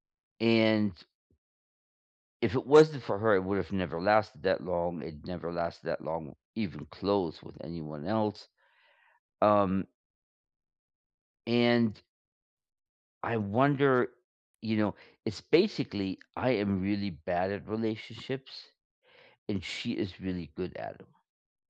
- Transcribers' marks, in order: tapping
- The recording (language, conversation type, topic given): English, unstructured, What makes a relationship healthy?